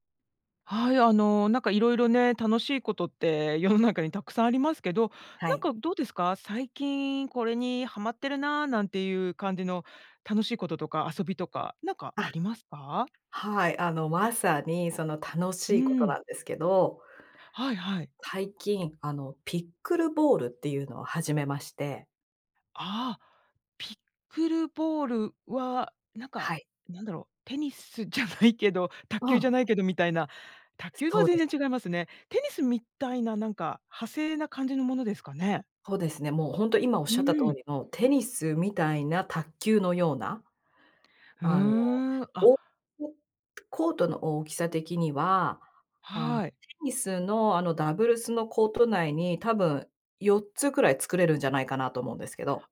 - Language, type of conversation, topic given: Japanese, podcast, 最近ハマっている遊びや、夢中になっている創作活動は何ですか？
- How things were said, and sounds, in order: laughing while speaking: "テニスじゃないけど"; tapping; other background noise